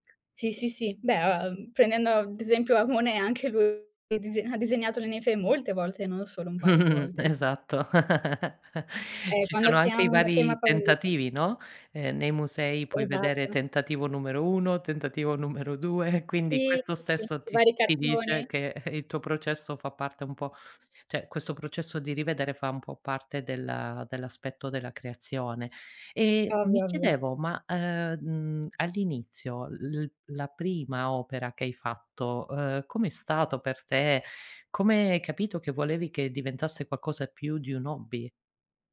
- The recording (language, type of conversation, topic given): Italian, podcast, Qual è il tuo stile personale e come è nato?
- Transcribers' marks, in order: "prendendo" said as "penendo"; stressed: "molte"; chuckle; laughing while speaking: "Esatto"; chuckle; "cioè" said as "ceh"; other background noise